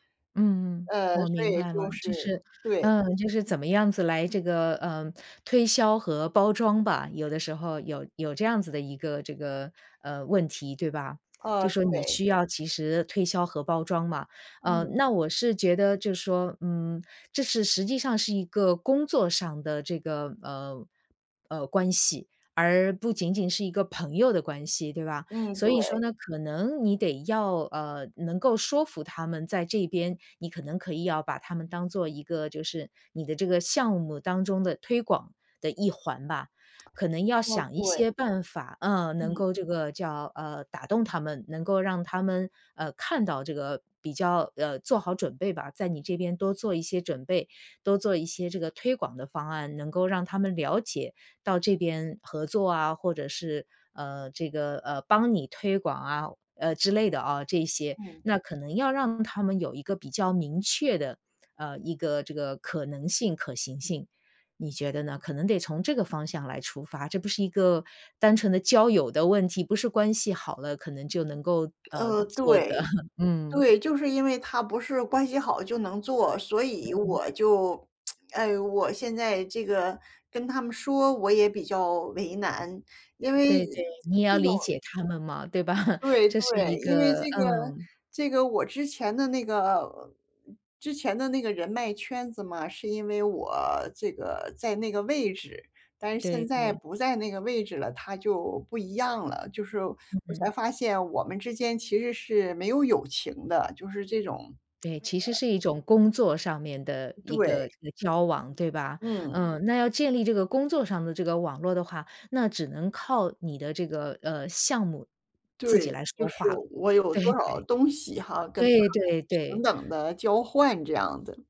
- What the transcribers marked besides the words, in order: other background noise; tsk; chuckle; tsk; chuckle; tsk; laughing while speaking: "对 对"
- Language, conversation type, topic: Chinese, advice, 我該如何建立一個能支持我走出新路的支持性人際網絡？
- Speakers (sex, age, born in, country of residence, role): female, 55-59, China, United States, advisor; female, 55-59, China, United States, user